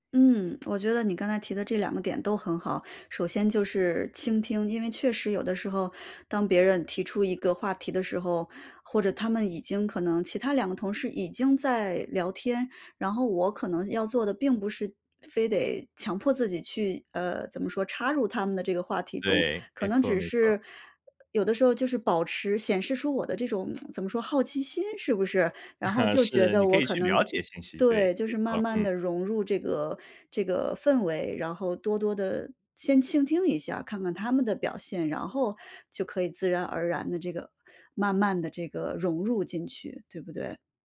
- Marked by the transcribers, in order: tsk; chuckle
- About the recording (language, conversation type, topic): Chinese, advice, 我怎样才能在社交中不那么尴尬并增加互动？